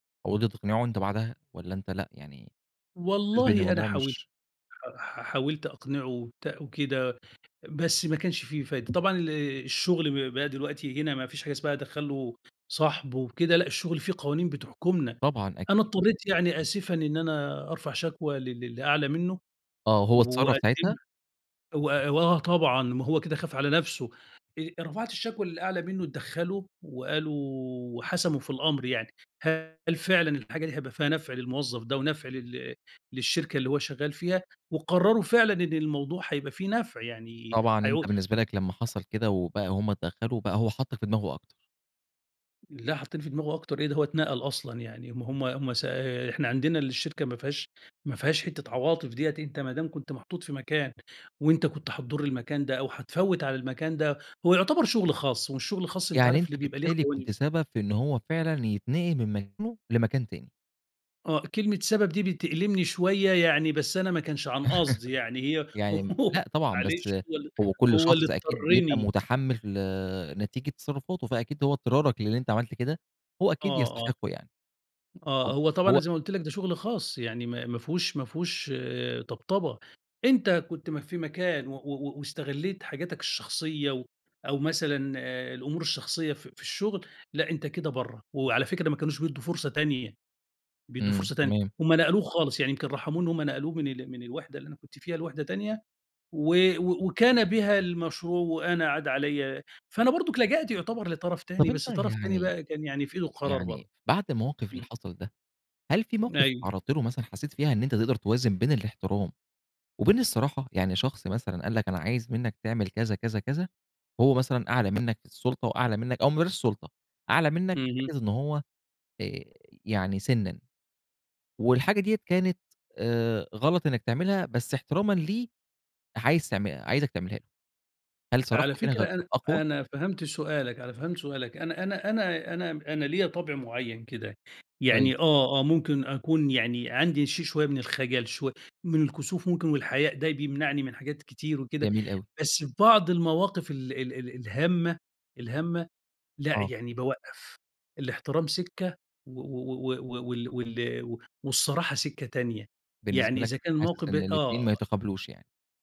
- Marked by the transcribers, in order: tapping; laugh; laugh
- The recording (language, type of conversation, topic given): Arabic, podcast, إزاي بتحافظ على احترام الكِبير وفي نفس الوقت بتعبّر عن رأيك بحرية؟